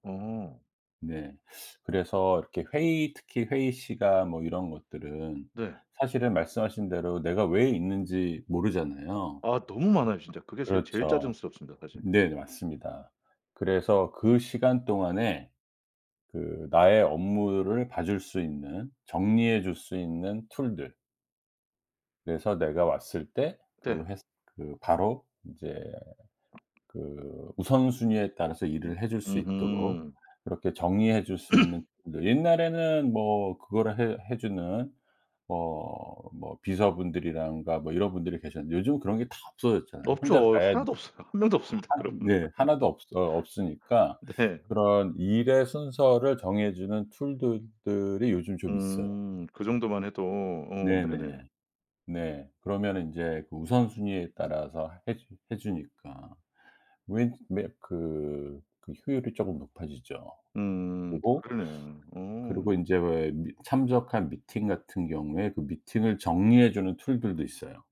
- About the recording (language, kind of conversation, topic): Korean, advice, 일과 삶의 경계를 다시 세우는 연습이 필요하다고 느끼는 이유는 무엇인가요?
- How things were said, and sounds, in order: teeth sucking; throat clearing; laugh; laughing while speaking: "네"; unintelligible speech